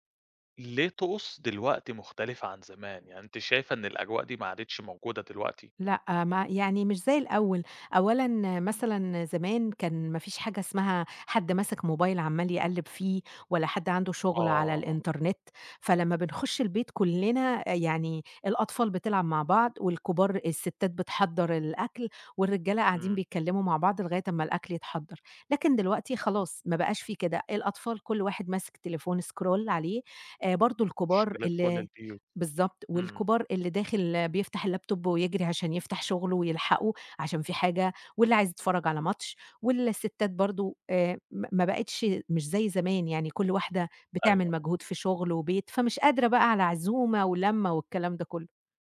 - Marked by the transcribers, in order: other noise; in English: "scroll"; in English: "الlaptop"
- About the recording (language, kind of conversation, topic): Arabic, podcast, إيه طقوس تحضير الأكل مع أهلك؟